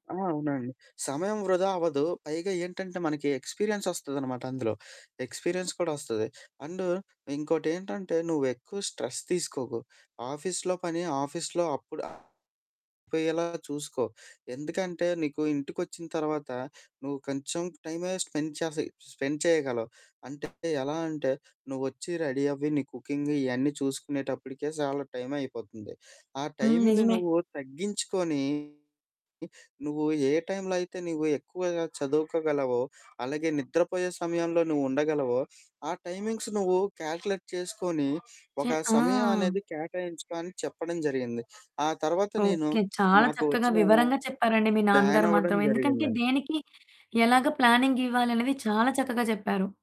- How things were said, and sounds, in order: in English: "ఎక్స్‌పీరియన్స్"; in English: "ఎక్స్‌పీరియన్స్"; in English: "స్ట్రెస్"; in English: "ఆఫీస్‌లో"; in English: "ఆఫీస్‌లో"; other background noise; distorted speech; in English: "స్పెండ్"; in English: "స్పెండ్"; in English: "రెడీ"; in English: "కుకింగ్"; in English: "టైమింగ్స్"; in English: "కాలిక్యులేట్"
- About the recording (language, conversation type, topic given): Telugu, podcast, నిర్ణయం తీసుకునే ముందు మీ గుండె చెప్పే అంతర భావనను మీరు వినుతారా?